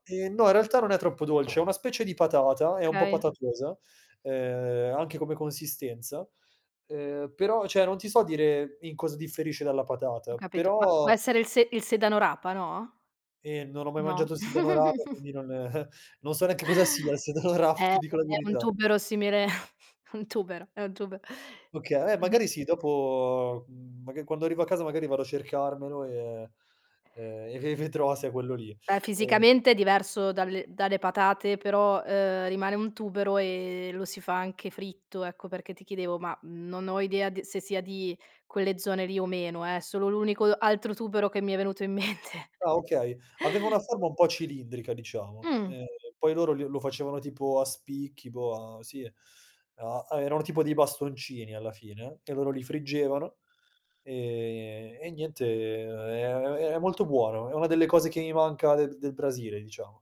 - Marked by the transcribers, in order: other background noise; chuckle; laughing while speaking: "non"; laughing while speaking: "sedano"; chuckle; unintelligible speech; laughing while speaking: "mente"; chuckle
- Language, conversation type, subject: Italian, podcast, Hai mai partecipato a una cena in una famiglia locale?